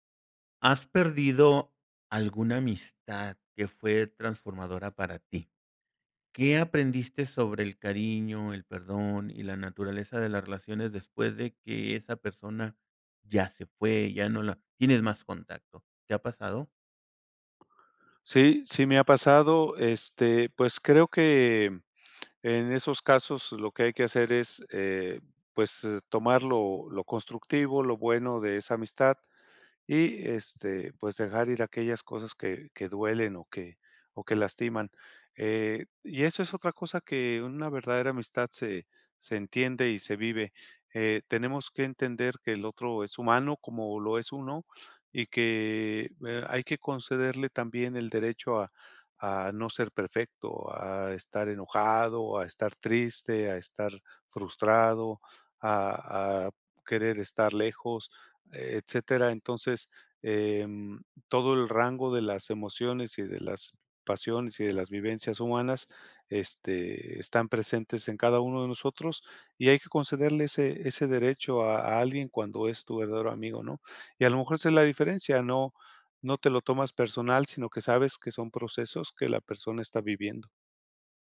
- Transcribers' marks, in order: none
- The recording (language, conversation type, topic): Spanish, podcast, Cuéntame sobre una amistad que cambió tu vida